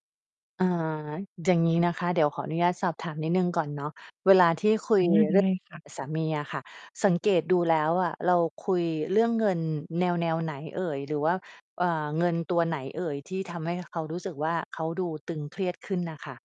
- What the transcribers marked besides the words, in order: mechanical hum
- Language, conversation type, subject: Thai, advice, ทำไมการคุยเรื่องเงินกับคู่ของคุณถึงทำให้ตึงเครียด และอยากให้การคุยจบลงแบบไหน?